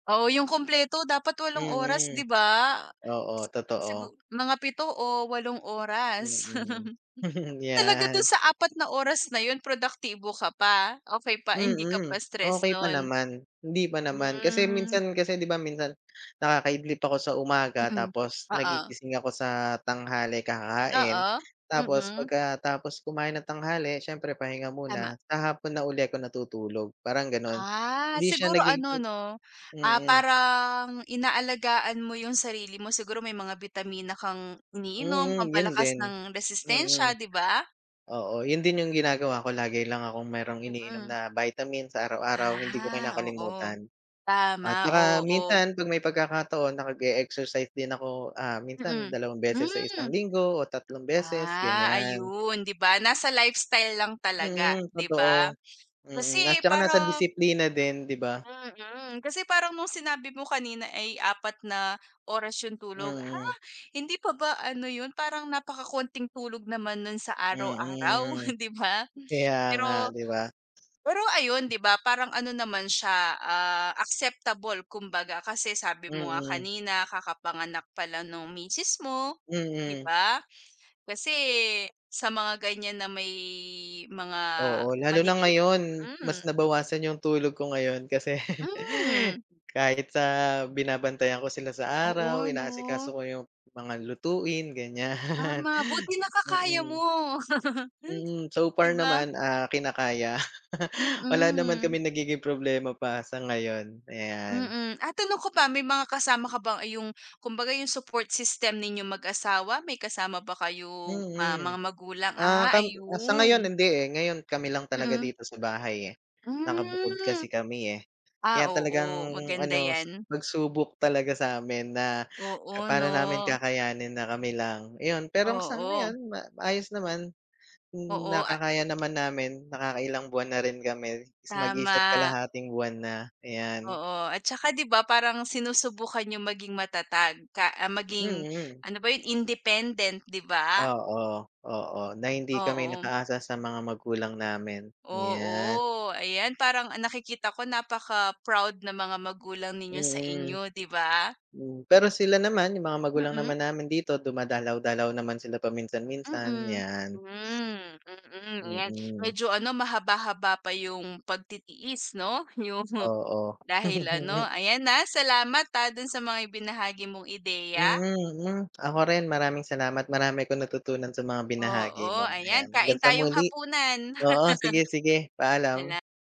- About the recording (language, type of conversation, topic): Filipino, unstructured, Paano mo hinaharap ang hindi patas na pagtrato sa trabaho?
- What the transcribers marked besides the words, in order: laugh; laugh; chuckle; laugh; in English: "So far"; laugh; in English: "support system"; other background noise; laugh; laugh